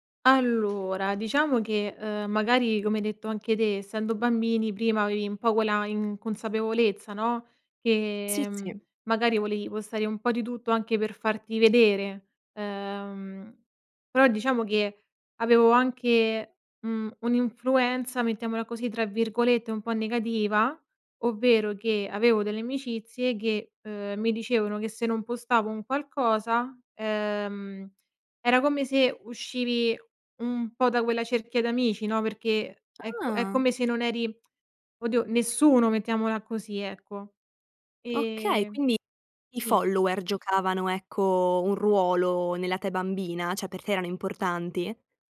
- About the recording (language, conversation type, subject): Italian, podcast, Cosa condividi e cosa non condividi sui social?
- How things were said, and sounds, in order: in English: "follower"; "cioè" said as "ceh"